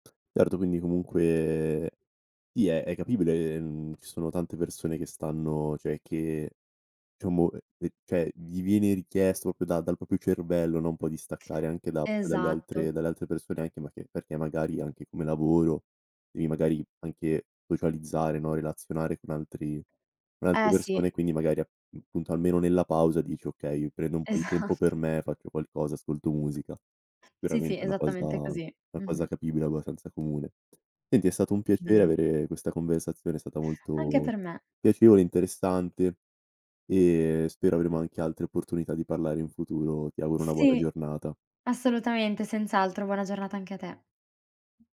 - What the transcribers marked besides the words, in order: "cioè" said as "ceh"; "diciamo" said as "ciamo"; "cioè" said as "ceh"; "proprio" said as "propio"; "proprio" said as "propio"; "proprio" said as "propio"; laughing while speaking: "Esatt"; other background noise
- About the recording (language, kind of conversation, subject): Italian, podcast, Come stabilisci i confini per proteggere il tuo tempo?